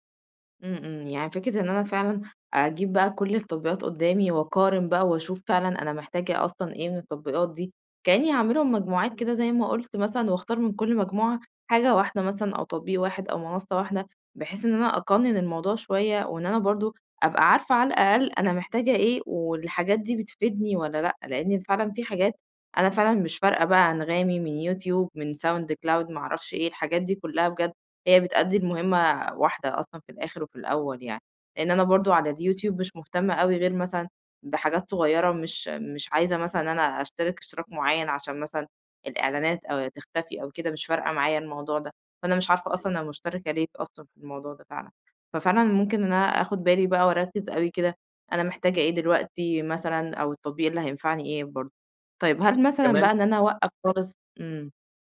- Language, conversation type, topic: Arabic, advice, إزاي أفتكر وأتتبع كل الاشتراكات الشهرية المتكررة اللي بتسحب فلوس من غير ما آخد بالي؟
- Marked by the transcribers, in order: tapping; unintelligible speech